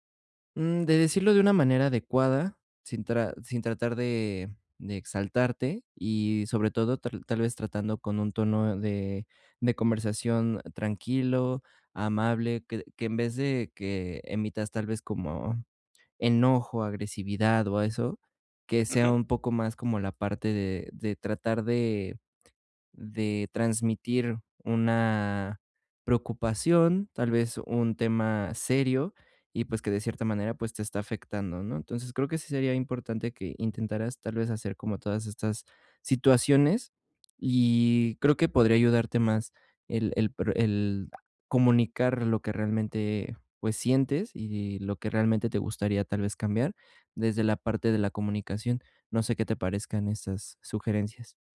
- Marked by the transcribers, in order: alarm
- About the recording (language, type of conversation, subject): Spanish, advice, ¿Cómo puedo expresar mis inseguridades sin generar más conflicto?